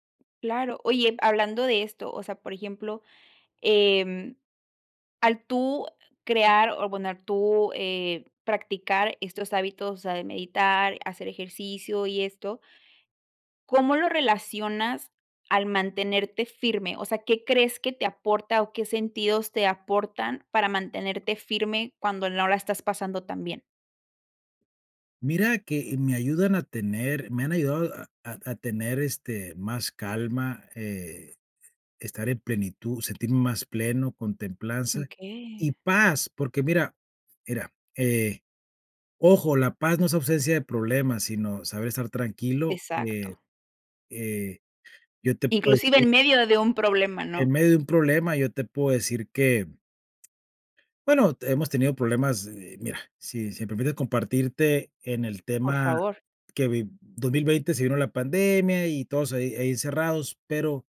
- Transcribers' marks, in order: tapping
- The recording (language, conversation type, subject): Spanish, podcast, ¿Qué hábitos te ayudan a mantenerte firme en tiempos difíciles?